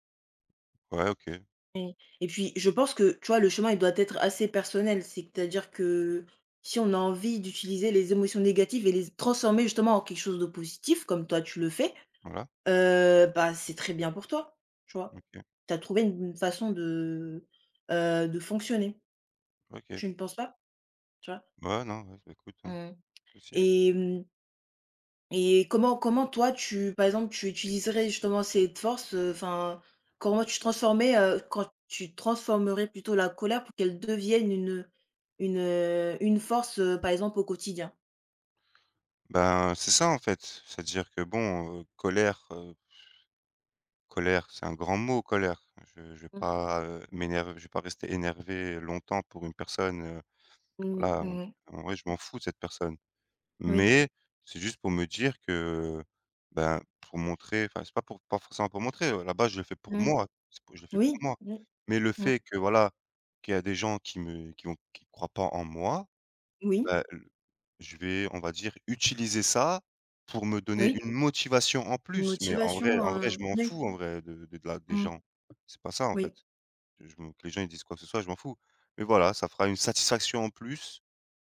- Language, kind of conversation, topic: French, unstructured, Penses-tu que la colère peut aider à atteindre un but ?
- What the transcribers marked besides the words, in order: other background noise; tapping; stressed: "Mais"; stressed: "moi"